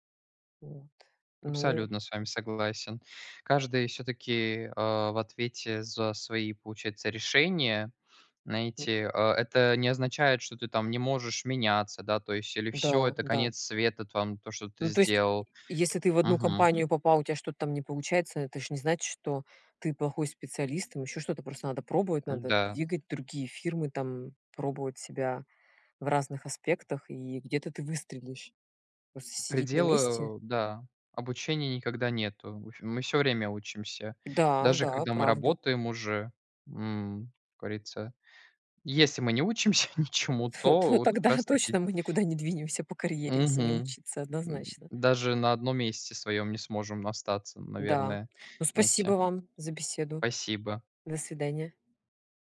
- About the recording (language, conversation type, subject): Russian, unstructured, Что для тебя значит успех в карьере?
- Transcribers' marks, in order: tapping; laughing while speaking: "учимся ничему"; chuckle; laughing while speaking: "тогда точно мы никуда не двинемся"